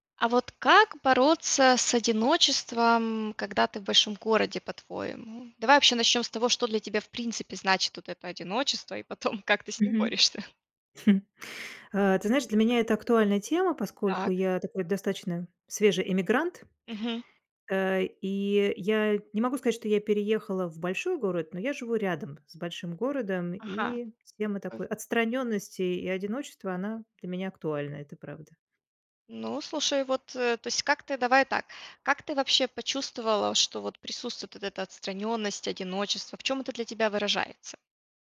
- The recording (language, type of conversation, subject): Russian, podcast, Как бороться с одиночеством в большом городе?
- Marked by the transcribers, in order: laughing while speaking: "и потом, как ты с ним борешься"; chuckle